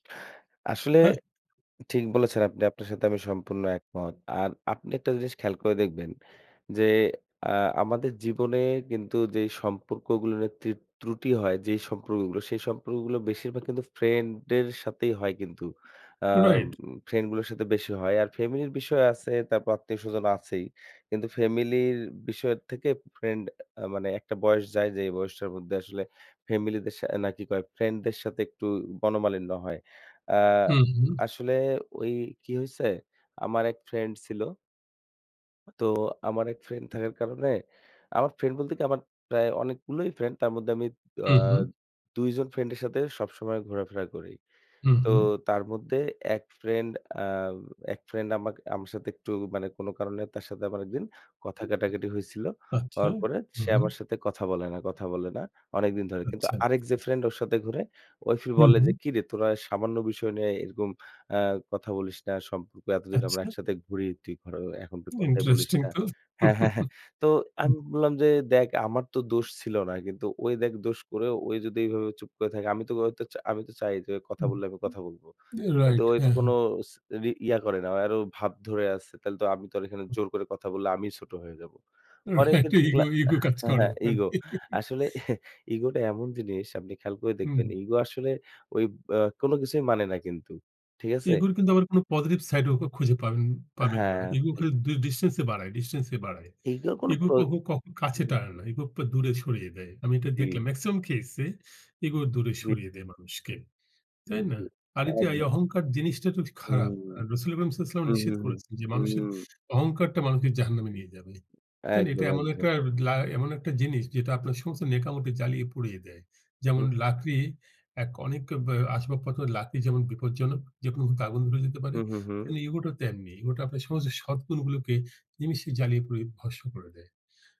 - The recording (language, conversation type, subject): Bengali, unstructured, তুমি কি মনে করো সম্পর্কের মধ্যে ত্রুটিগুলো নিয়ে খোলাখুলি কথা বলা উচিত?
- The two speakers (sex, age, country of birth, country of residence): female, 55-59, Bangladesh, Bangladesh; male, 70-74, Bangladesh, Bangladesh
- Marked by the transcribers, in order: tapping; other background noise; "মনমালিন্য" said as "বনমালিন্য"; unintelligible speech; unintelligible speech; chuckle; laughing while speaking: "Right, একটা ego ego কাজ করে ওখানে"; chuckle; in English: "positive side"; unintelligible speech; in Arabic: "রাসূলে কারীম সাল্লাল্লাহু আলাইহি ওয়াসাল্লাম"; unintelligible speech